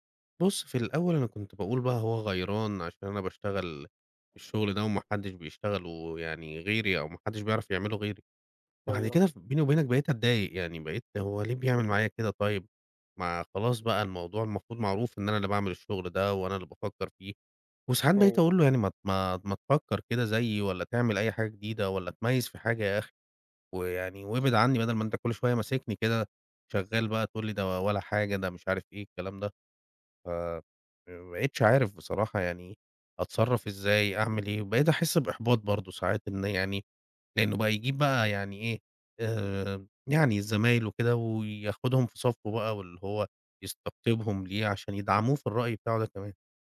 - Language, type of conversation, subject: Arabic, advice, إزاي تتعامل لما ناقد أو زميل ينتقد شغلك الإبداعي بعنف؟
- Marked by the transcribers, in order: tapping